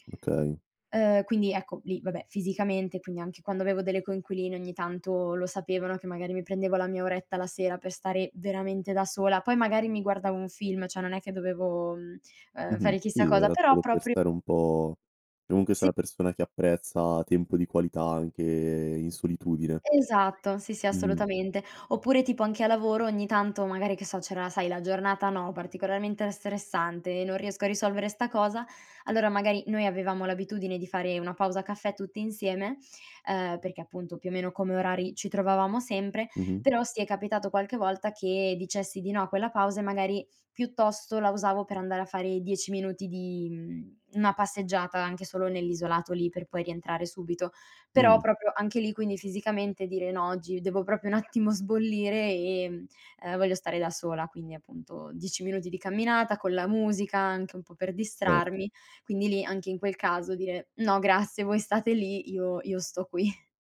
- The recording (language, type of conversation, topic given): Italian, podcast, Come stabilisci i confini per proteggere il tuo tempo?
- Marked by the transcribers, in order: "cioè" said as "ceh"; other background noise; "particolarmente" said as "particoramente"; "proprio" said as "propio"; laughing while speaking: "qui"